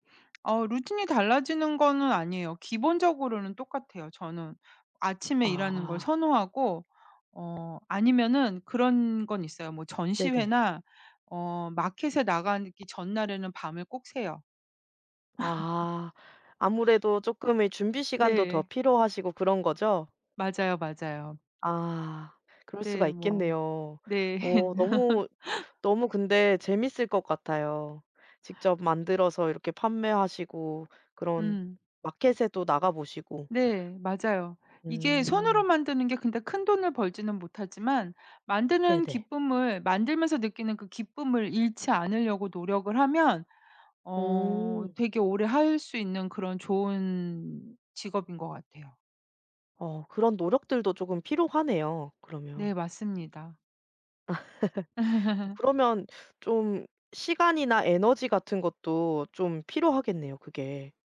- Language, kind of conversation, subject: Korean, podcast, 창작 루틴은 보통 어떻게 짜시는 편인가요?
- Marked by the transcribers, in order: tapping; laugh; other background noise; laugh; laugh